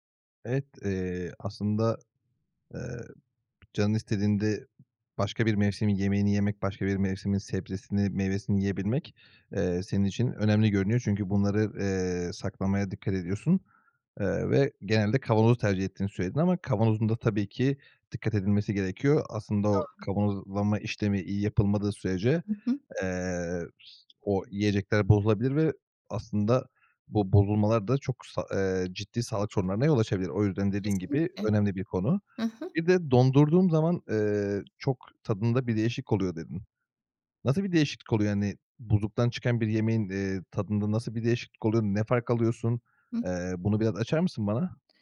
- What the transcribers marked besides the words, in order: tapping; other background noise
- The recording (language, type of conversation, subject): Turkish, podcast, Yerel ve mevsimlik yemeklerle basit yaşam nasıl desteklenir?
- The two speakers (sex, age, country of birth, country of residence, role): female, 50-54, Turkey, Spain, guest; male, 30-34, Turkey, Bulgaria, host